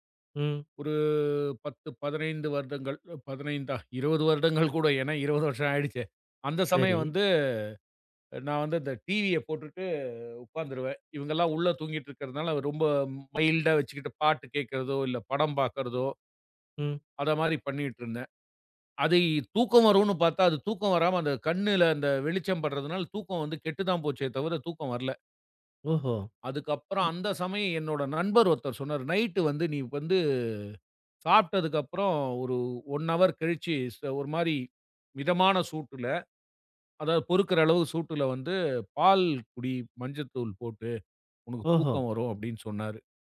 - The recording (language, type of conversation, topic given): Tamil, podcast, இரவில் தூக்கம் வராமல் இருந்தால் நீங்கள் என்ன செய்கிறீர்கள்?
- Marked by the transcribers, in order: chuckle; tapping; in English: "மைல்ட்டா"; in English: "நைட்டு"; in English: "ஓன் ஹவர்"